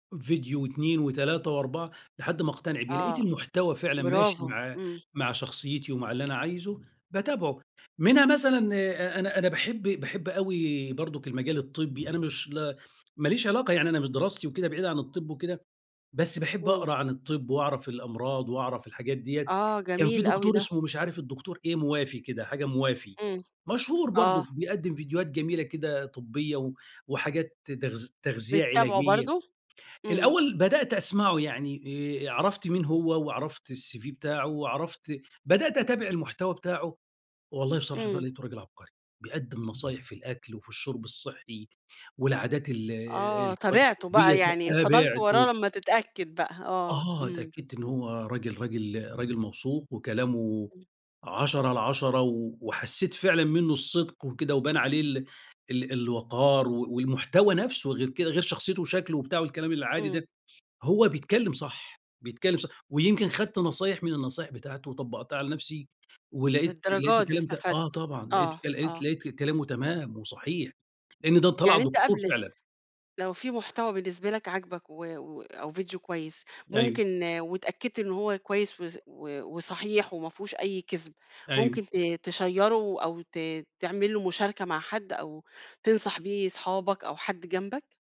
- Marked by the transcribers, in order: tapping; in English: "الCV"; in English: "تشيّره"
- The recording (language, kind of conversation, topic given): Arabic, podcast, ليه بتتابع ناس مؤثرين على السوشيال ميديا؟